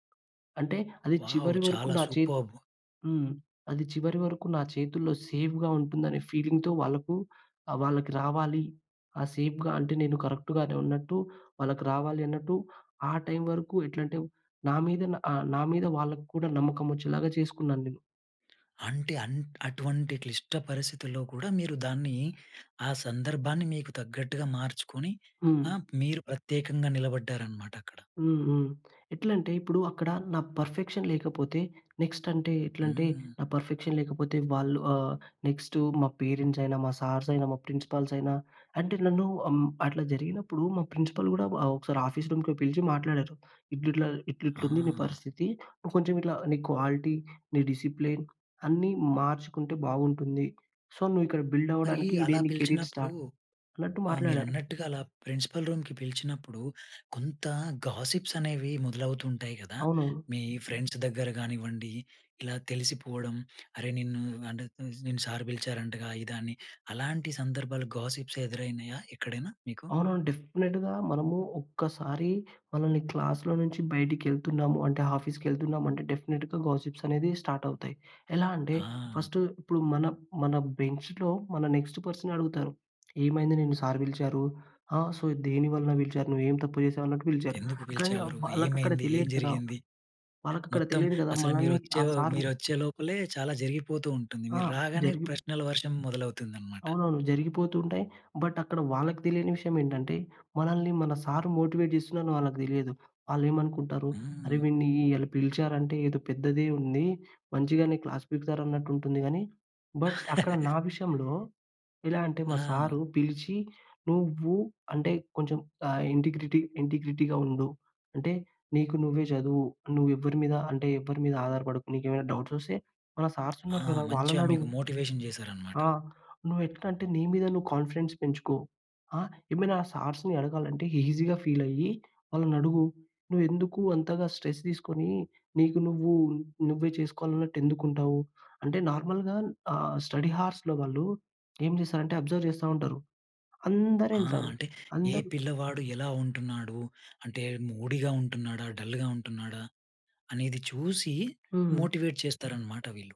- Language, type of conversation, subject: Telugu, podcast, మీ పని ద్వారా మీరు మీ గురించి ఇతరులు ఏమి తెలుసుకోవాలని కోరుకుంటారు?
- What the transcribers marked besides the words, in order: in English: "వావ్!"; in English: "సూపర్బ్!"; in English: "సేఫ్‌గా"; in English: "ఫీలింగ్‌తో"; in English: "సేఫ్‌గా"; in English: "పర్‌ఫెక్షన్"; in English: "నెక్స్ట్"; in English: "పర్‌ఫెక్షన్"; in English: "నెక్స్ట్"; in English: "పేరెంట్స్"; in English: "సార్స్"; in English: "ప్రిన్సిపల్స్"; in English: "ప్రిన్సిపల్స్"; in English: "ఆఫీస్ రూమ్‌కి"; in English: "క్వాలిటీ, డిసిప్లిన్"; in English: "సో"; in English: "బిల్డ్"; in English: "కెరీర్ స్టార్ట్"; in English: "ప్రిన్సిపల్ రూమ్‌కి"; in English: "గాసిప్స్"; in English: "ఫ్రెండ్స్"; in English: "సార్"; in English: "గాసిప్స్"; in English: "డెఫినిట్‌గా"; in English: "క్లాస్‌లో"; in English: "ఆఫీస్‌కి"; in English: "డెఫినిట్‌గా గాసిప్స్"; in English: "స్టార్ట్"; in English: "ఫస్ట్"; in English: "బెంచ్‌లో"; in English: "నెక్స్ట్ పర్సన్"; in English: "సార్"; in English: "సో"; in English: "సార్"; in English: "బట్"; in English: "సార్ మోటివేట్"; in English: "క్లాస్"; chuckle; in English: "బట్"; in English: "ఇంటిగ్రిటీ, ఇంటిగ్రిటీగా"; in English: "డౌట్స్"; in English: "సార్స్"; in English: "మోటివేషన్"; in English: "కాన్‌ఫిడెన్స్"; in English: "సార్స్‌ని"; in English: "ఈజీగా ఫీల్"; in English: "స్ట్రెస్"; in English: "నార్మల్‌గా"; in English: "స్టడీ హౌర్స్‌లో"; in English: "అబ్జర్వ్"; in English: "మూడీగా"; in English: "డల్‌గా"; in English: "మోటివేట్"